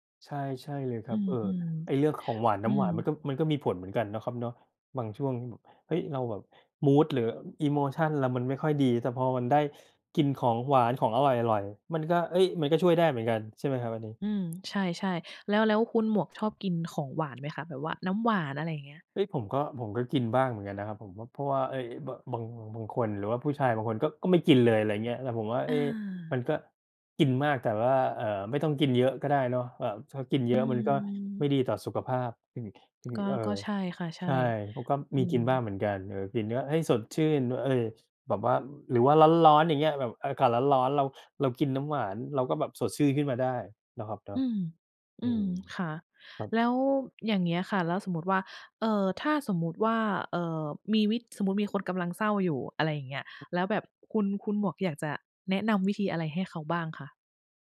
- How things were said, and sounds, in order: in English: "อีโมชัน"; other background noise; "สดชื่น" said as "สดซื่น"
- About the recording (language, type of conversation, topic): Thai, unstructured, คุณรับมือกับความเศร้าอย่างไร?